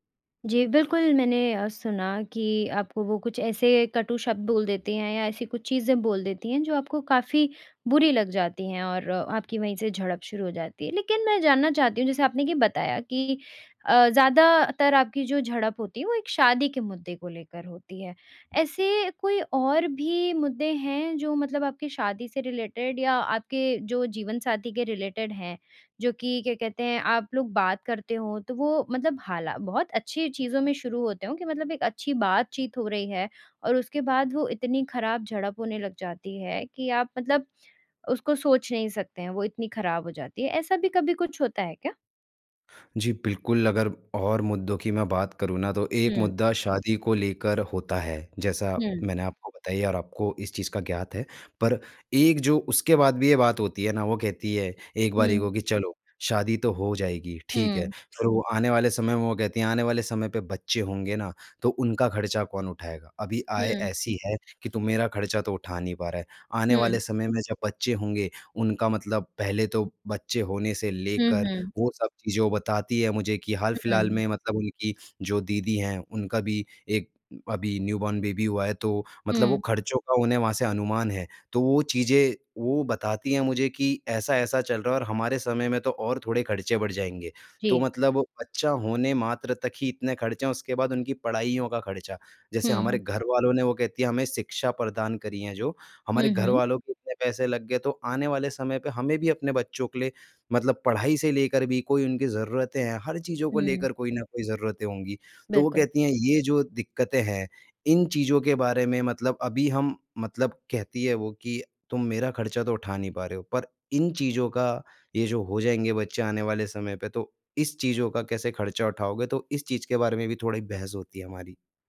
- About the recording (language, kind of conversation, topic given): Hindi, advice, क्या आपके साथी के साथ बार-बार तीखी झड़पें होती हैं?
- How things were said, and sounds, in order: in English: "रिलेटेड"; in English: "रिलेटेड"; in English: "न्यूबॉर्न बेबी"